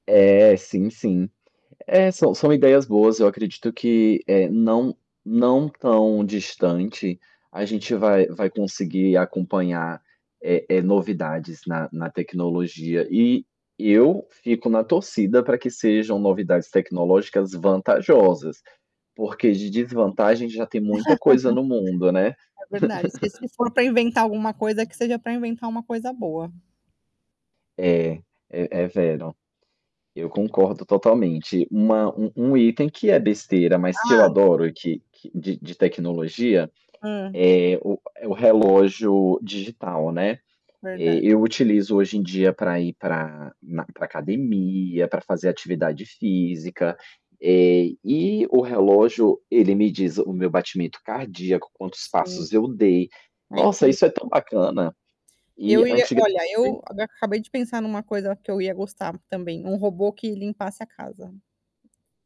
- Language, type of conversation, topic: Portuguese, unstructured, Você acha que a tecnologia traz mais vantagens ou desvantagens?
- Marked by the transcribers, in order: tapping; static; laugh; laugh; other background noise; distorted speech; unintelligible speech